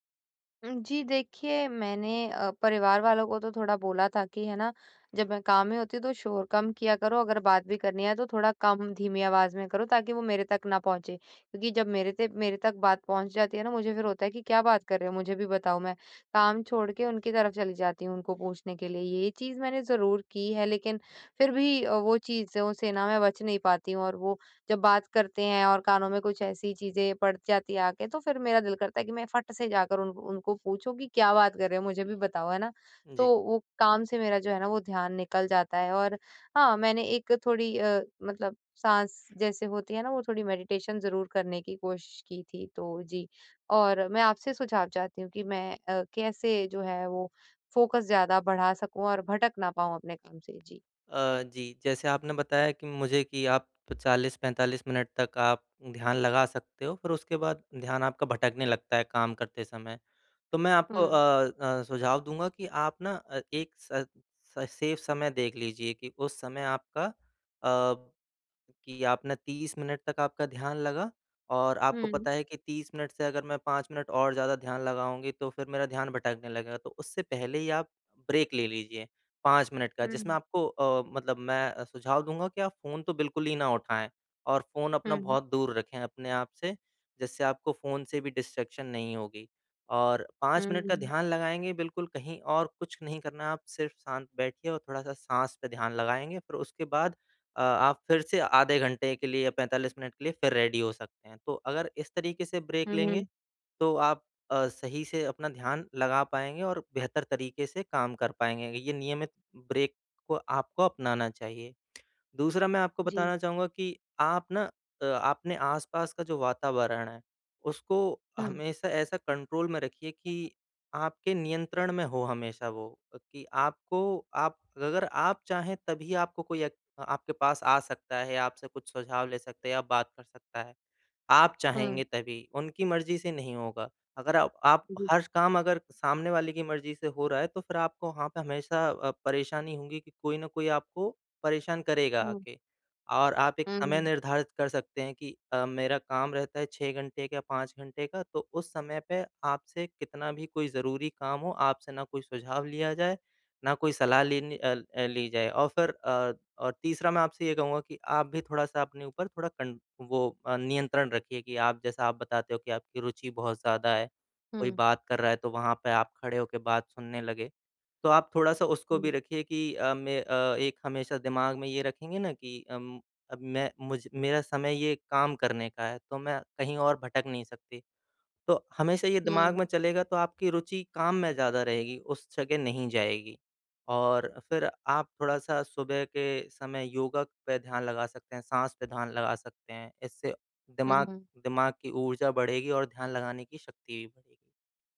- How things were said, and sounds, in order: in English: "मेडिटेशन"; in English: "फोकस"; in English: "स स सेफ़"; in English: "ब्रेक"; in English: "डिस्ट्रैक्शन"; in English: "रेडी"; in English: "ब्रेक"; in English: "ब्रेक"; tapping; in English: "कंट्रोल"
- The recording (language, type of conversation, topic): Hindi, advice, काम करते समय ध्यान भटकने से मैं खुद को कैसे रोकूँ और एकाग्रता कैसे बढ़ाऊँ?
- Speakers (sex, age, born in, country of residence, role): female, 25-29, India, India, user; male, 25-29, India, India, advisor